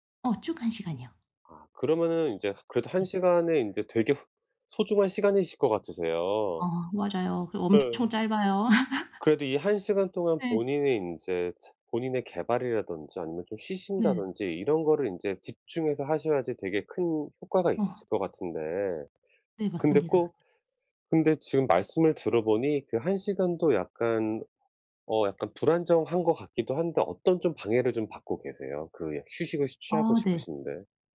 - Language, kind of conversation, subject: Korean, advice, 집에서 어떻게 하면 제대로 휴식을 취할 수 있을까요?
- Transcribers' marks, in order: other noise; laugh